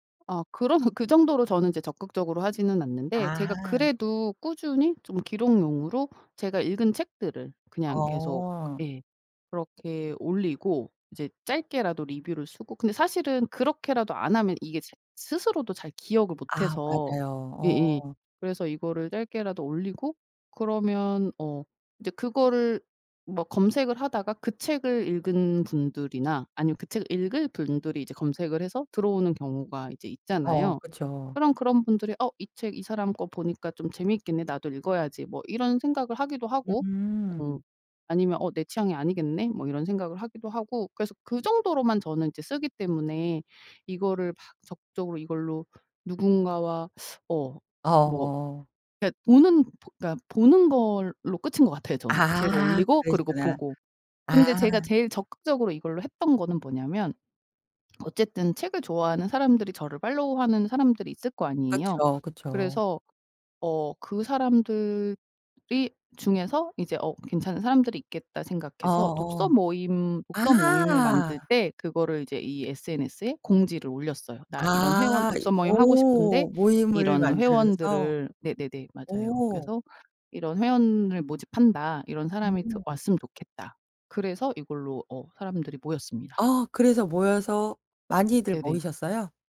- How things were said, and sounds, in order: laugh; other background noise; teeth sucking
- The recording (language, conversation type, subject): Korean, podcast, 취미를 SNS에 공유하는 이유가 뭐야?